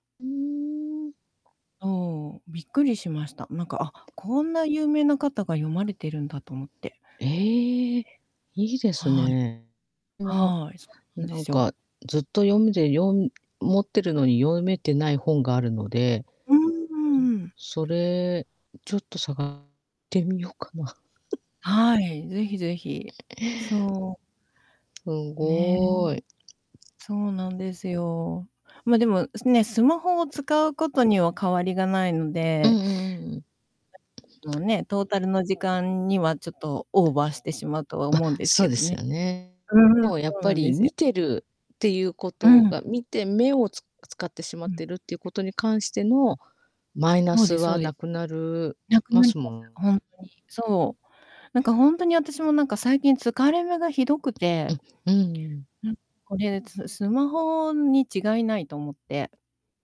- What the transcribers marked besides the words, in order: other background noise; distorted speech; giggle; tapping
- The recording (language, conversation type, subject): Japanese, unstructured, スマホを使いすぎることについて、どう思いますか？